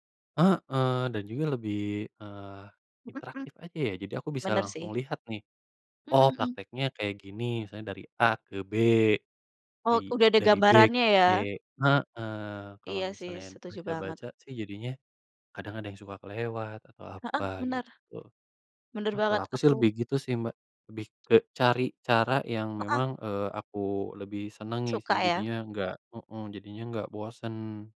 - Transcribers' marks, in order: tapping; other background noise
- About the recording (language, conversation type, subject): Indonesian, unstructured, Menurutmu, bagaimana cara membuat pelajaran menjadi lebih menyenangkan?